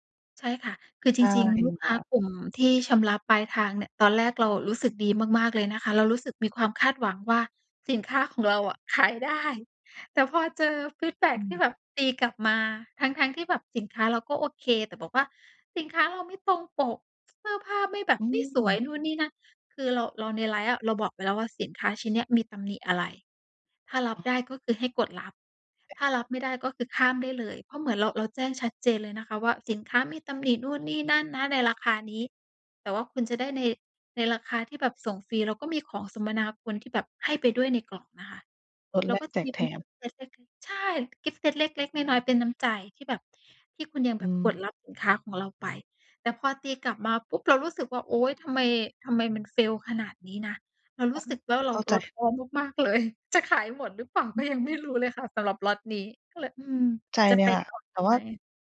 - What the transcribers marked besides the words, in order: other background noise; unintelligible speech; in English: "Fail"; unintelligible speech
- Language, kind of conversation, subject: Thai, advice, จะรับมือกับความรู้สึกท้อใจอย่างไรเมื่อยังไม่มีลูกค้าสนใจสินค้า?